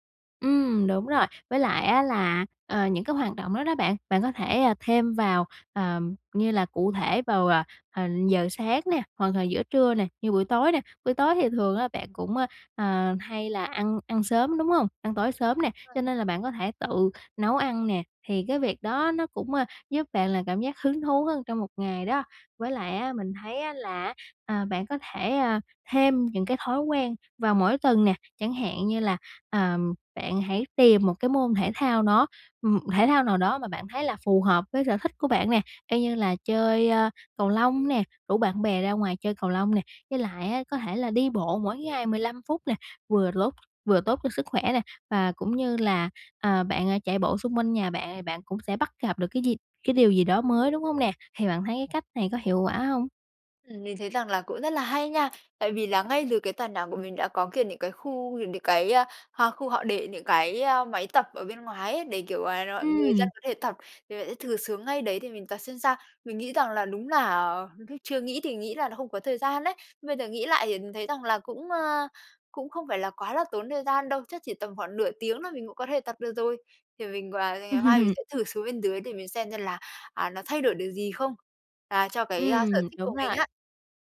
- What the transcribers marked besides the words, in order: unintelligible speech; tapping; laugh
- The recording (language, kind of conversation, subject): Vietnamese, advice, Làm thế nào để tôi thoát khỏi lịch trình hằng ngày nhàm chán và thay đổi thói quen sống?